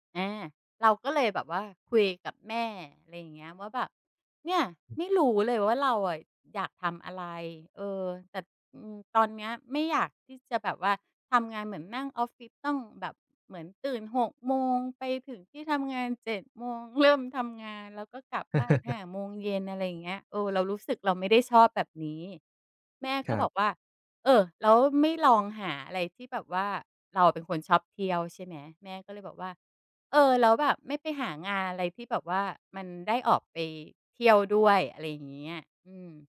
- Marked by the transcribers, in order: other background noise; tapping; chuckle
- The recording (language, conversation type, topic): Thai, podcast, ถ้าคุณต้องเลือกระหว่างความมั่นคงกับความท้าทาย คุณจะเลือกอะไร?